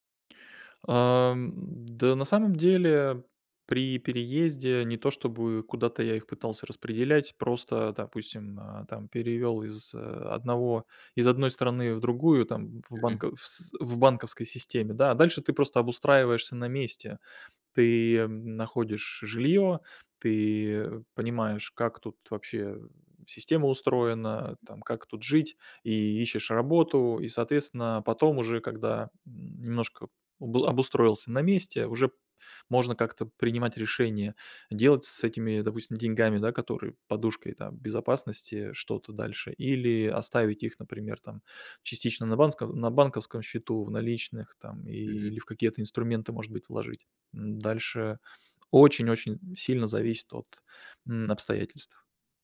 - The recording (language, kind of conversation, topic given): Russian, podcast, Как минимизировать финансовые риски при переходе?
- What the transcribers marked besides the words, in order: tapping; other background noise